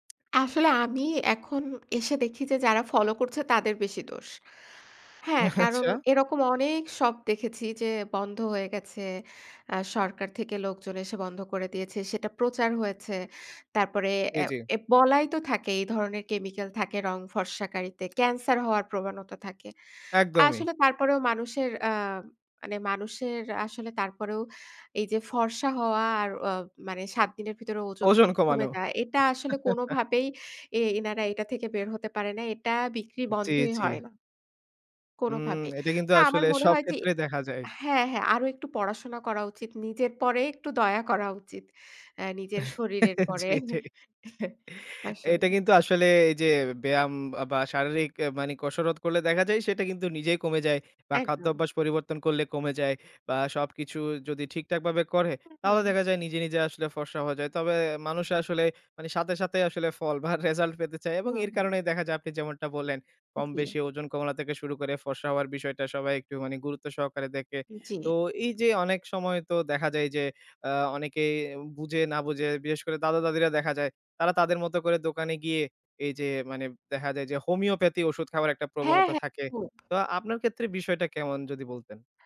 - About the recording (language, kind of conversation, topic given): Bengali, podcast, ওষুধ ছাড়াও তুমি কোন কোন প্রাকৃতিক উপায় কাজে লাগাও?
- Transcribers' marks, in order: laughing while speaking: "আচ্ছা"; laughing while speaking: "ওজন কমানো"; chuckle; chuckle; laughing while speaking: "জি, এটাই"; chuckle; laughing while speaking: "রেসাল্ট"